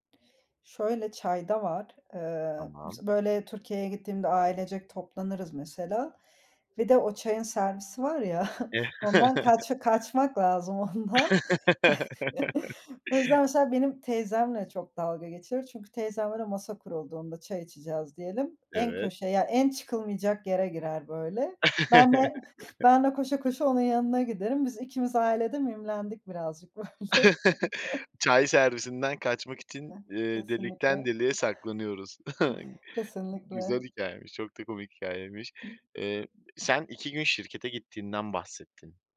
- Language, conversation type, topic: Turkish, podcast, Evde çay ya da kahve saatleriniz genelde nasıl geçer?
- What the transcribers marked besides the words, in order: chuckle; chuckle; laugh; chuckle; other background noise; chuckle; giggle; chuckle; other noise